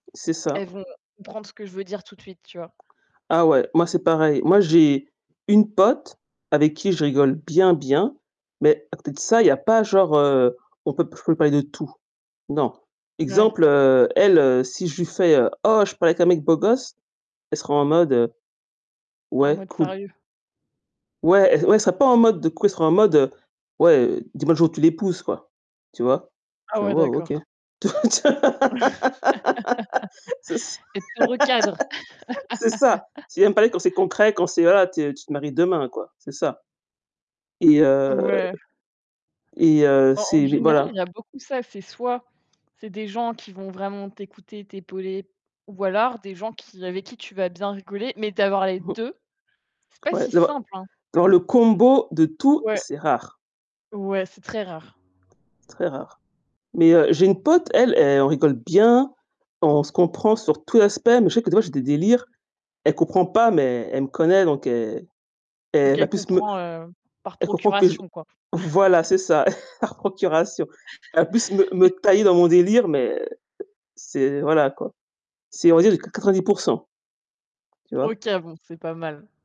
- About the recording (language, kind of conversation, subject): French, unstructured, Qu’est-ce qui rend une amitié vraiment spéciale selon toi ?
- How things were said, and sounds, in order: other background noise; laugh; laugh; laughing while speaking: "C'est ç"; laugh; tapping; "alors" said as "voilors"; chuckle